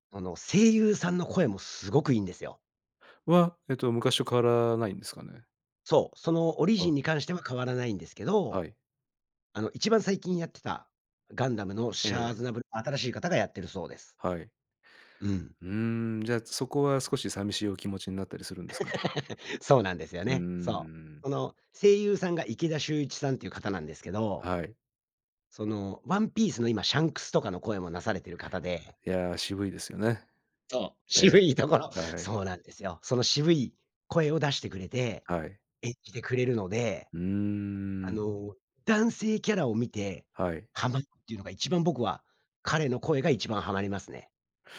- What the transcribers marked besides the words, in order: tapping; laugh; laughing while speaking: "渋いところ"
- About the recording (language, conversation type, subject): Japanese, podcast, アニメで心に残ったキャラクターは誰ですか？